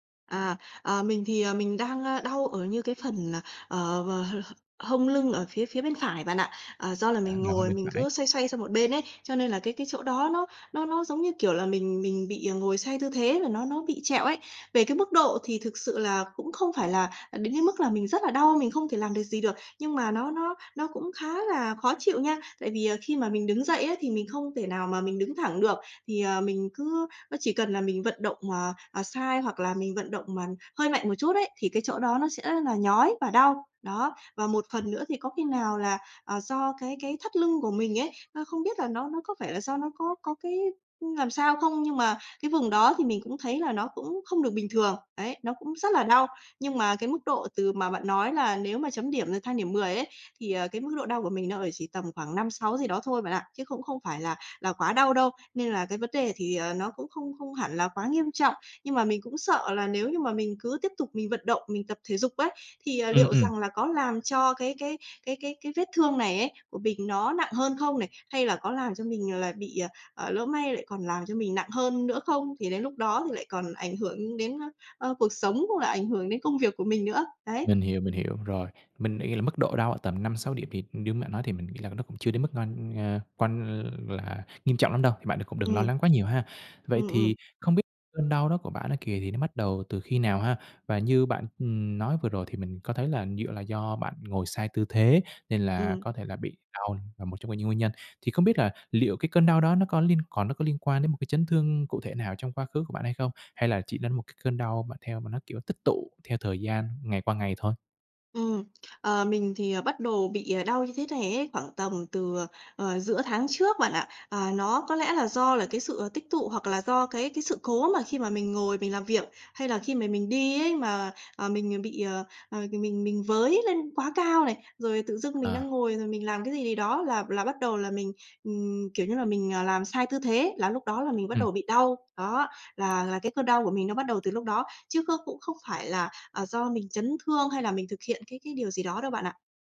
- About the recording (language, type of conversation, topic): Vietnamese, advice, Tôi bị đau lưng khi tập thể dục và lo sẽ làm nặng hơn, tôi nên làm gì?
- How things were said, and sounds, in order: tapping